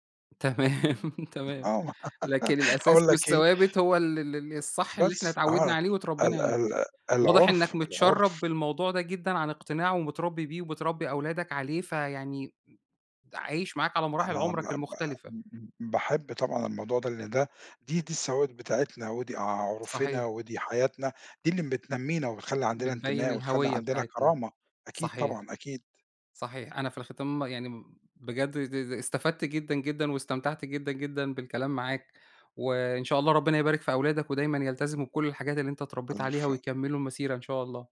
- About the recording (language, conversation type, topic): Arabic, podcast, إزاي تكلم حد كبير في العيلة بذوق ومن غير ما تزعلُه؟
- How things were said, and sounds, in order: tapping; laughing while speaking: "تمام"; laugh